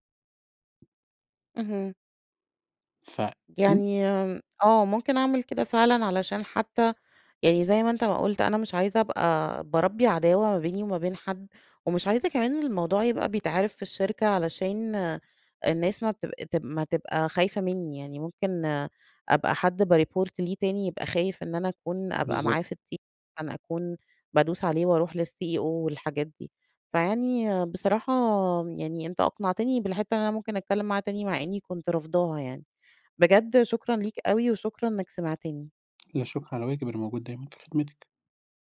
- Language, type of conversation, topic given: Arabic, advice, ازاي أتفاوض على زيادة في المرتب بعد سنين من غير ترقية؟
- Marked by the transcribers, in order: tapping; in English: "بيreport"; in English: "للCEO"